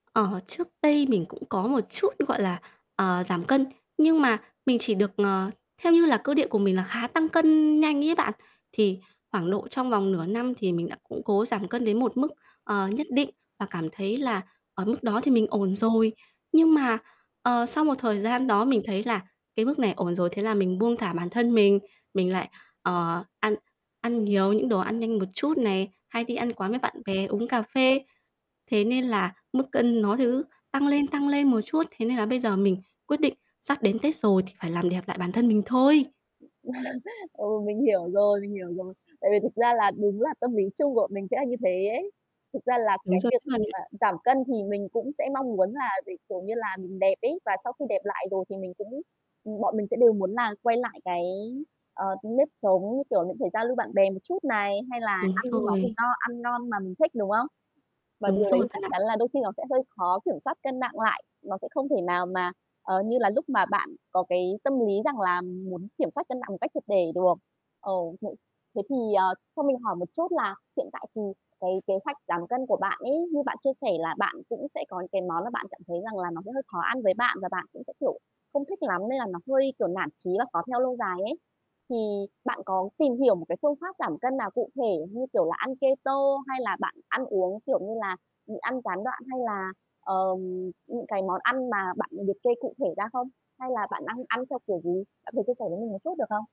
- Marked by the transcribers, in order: other background noise; background speech; static; unintelligible speech; unintelligible speech; distorted speech; chuckle; in English: "keto"
- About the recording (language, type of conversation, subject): Vietnamese, advice, Vì sao bạn liên tục thất bại khi cố gắng duy trì thói quen ăn uống lành mạnh?